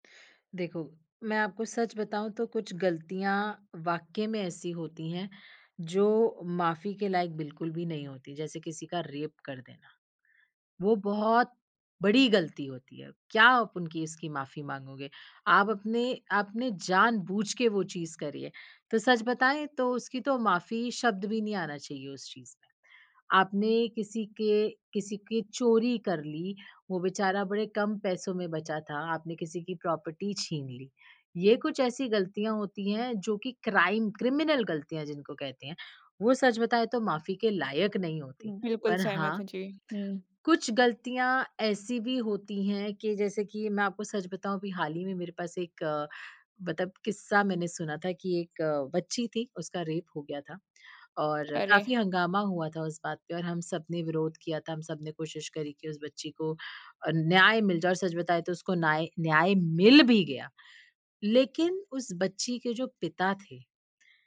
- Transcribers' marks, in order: in English: "रेप"; in English: "प्रॉपर्टी"; in English: "क्राइम क्रिमिनल"; in English: "रेप"
- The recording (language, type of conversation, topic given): Hindi, podcast, माफी मिलने के बाद भरोसा फिर कैसे बनाया जाए?